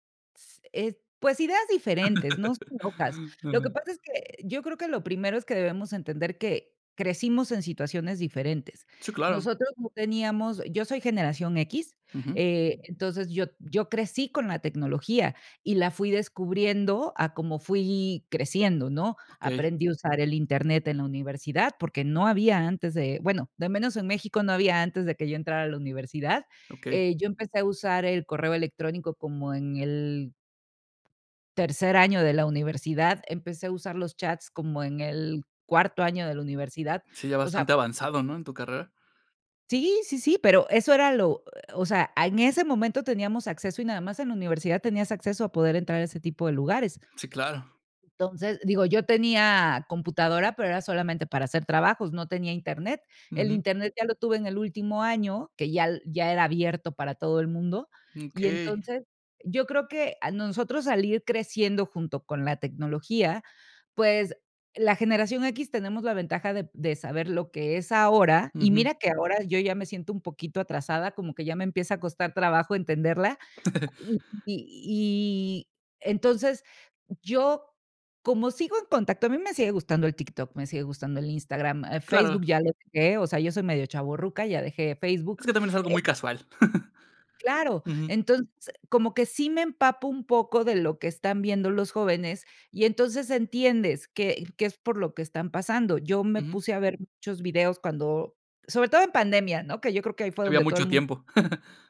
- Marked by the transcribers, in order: laugh; other background noise; chuckle; chuckle; chuckle
- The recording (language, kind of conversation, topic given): Spanish, podcast, ¿Qué consejos darías para llevarse bien entre generaciones?